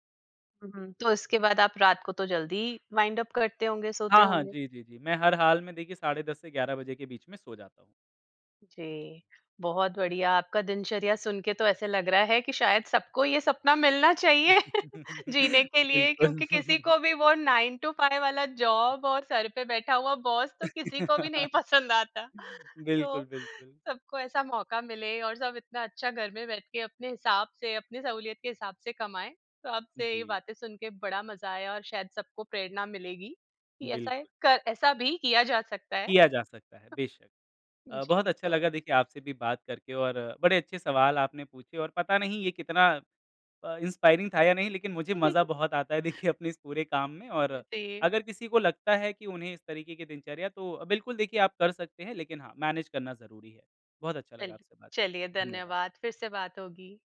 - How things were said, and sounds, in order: in English: "वाइंड अप"; laughing while speaking: "बिल्कुल"; laugh; in English: "नाइन टू फाइव"; in English: "जॉब"; laugh; in English: "बॉस"; laughing while speaking: "नहीं पसंद आता"; in English: "इंस्पायरिंग"; chuckle; unintelligible speech; in English: "मैनेज"
- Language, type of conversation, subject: Hindi, podcast, आपके परिवार वाले आपका काम देखकर आपके बारे में क्या सोचते हैं?